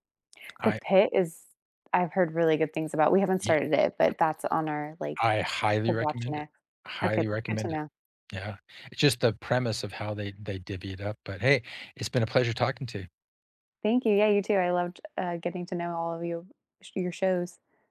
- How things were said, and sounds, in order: other background noise
- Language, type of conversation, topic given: English, unstructured, When life gets hectic, which comfort shows do you rewatch, and what makes them feel like home?
- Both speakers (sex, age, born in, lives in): female, 30-34, United States, United States; male, 60-64, United States, United States